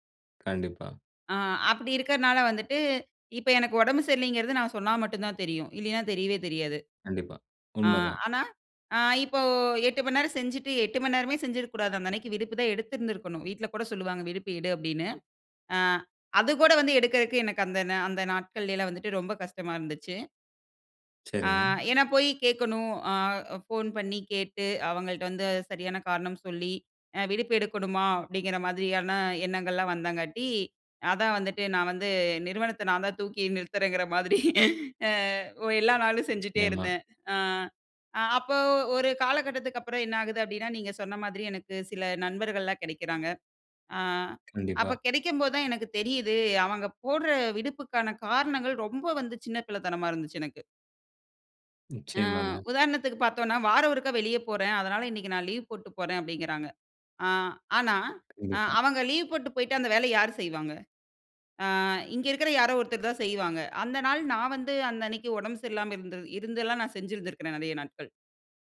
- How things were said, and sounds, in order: other background noise; laughing while speaking: "மாதிரி அ ஓ எல்லா நாளும் செஞ்சுட்டே இருந்தே"; "ஒரு தடவை" said as "ஒருக்கா"
- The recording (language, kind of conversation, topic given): Tamil, podcast, ‘இல்லை’ சொல்ல சிரமமா? அதை எப்படி கற்றுக் கொண்டாய்?